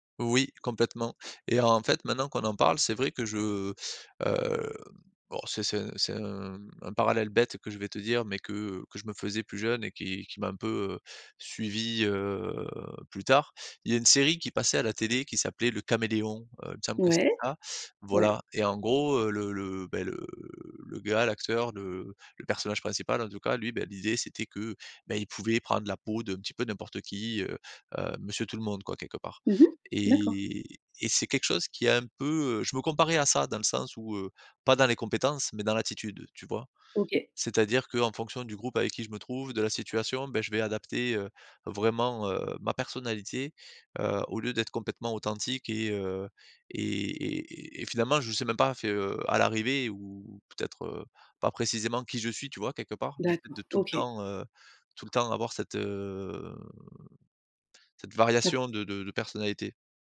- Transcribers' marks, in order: drawn out: "heu"; drawn out: "le"; drawn out: "heu"
- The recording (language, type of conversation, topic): French, advice, Comment gérer ma peur d’être jugé par les autres ?